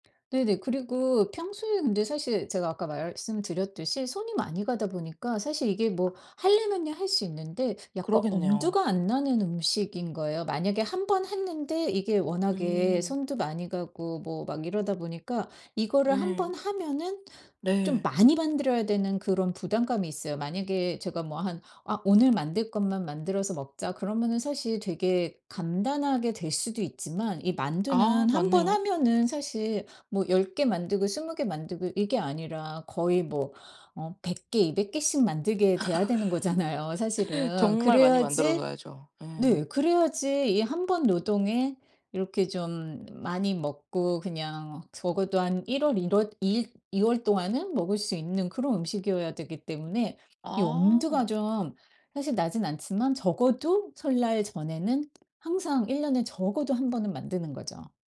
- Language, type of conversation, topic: Korean, podcast, 명절 음식 중에서 가장 좋아하는 음식은 무엇인가요?
- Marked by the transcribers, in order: other background noise; laugh; tapping